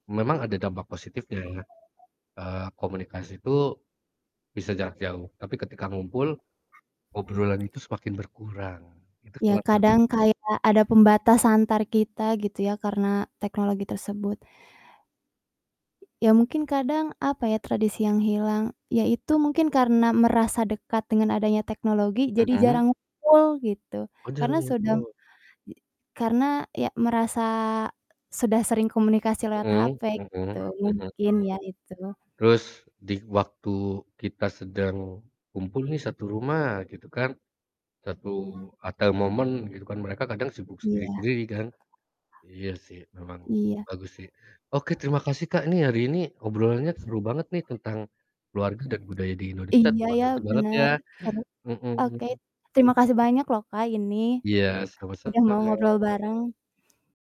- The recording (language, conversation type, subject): Indonesian, unstructured, Apa makna tradisi keluarga dalam budaya Indonesia menurutmu?
- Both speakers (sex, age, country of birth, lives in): female, 25-29, Indonesia, Indonesia; male, 30-34, Indonesia, Indonesia
- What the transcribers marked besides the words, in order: other background noise; tapping; distorted speech; in English: "at the moment"; static